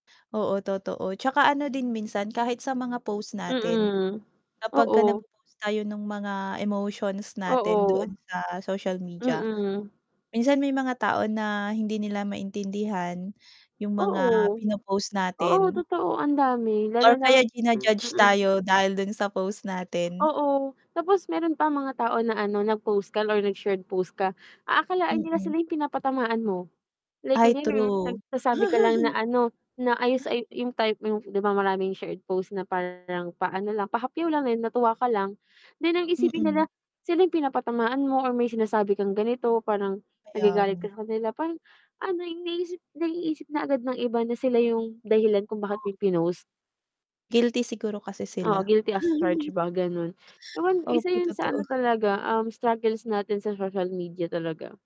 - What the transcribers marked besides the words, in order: static; distorted speech; tapping; other background noise; laugh; unintelligible speech; chuckle
- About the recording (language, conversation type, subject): Filipino, unstructured, Paano nakaaapekto ang midyang panlipunan sa ating mga relasyon?